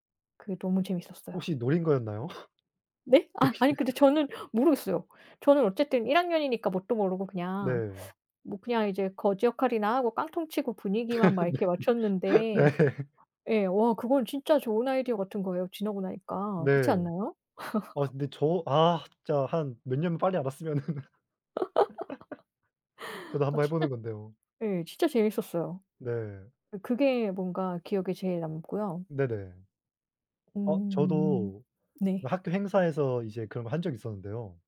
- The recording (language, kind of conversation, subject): Korean, unstructured, 학교에서 가장 행복했던 기억은 무엇인가요?
- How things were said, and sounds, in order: laugh; tapping; laugh; laughing while speaking: "네"; other background noise; laugh; laughing while speaking: "봤으면은"; laugh